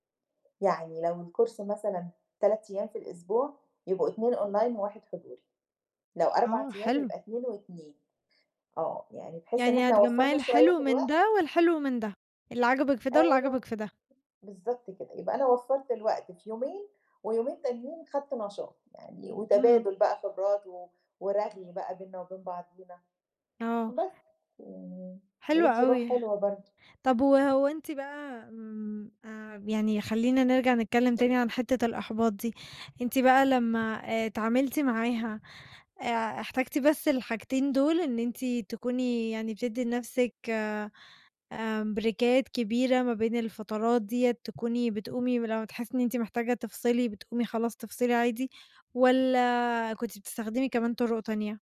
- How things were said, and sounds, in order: in English: "الCourse"; in English: "Online"; other background noise; in English: "بريكات"
- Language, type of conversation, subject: Arabic, podcast, إزاي بتتعامل مع الإحباط وإنت بتتعلم لوحدك؟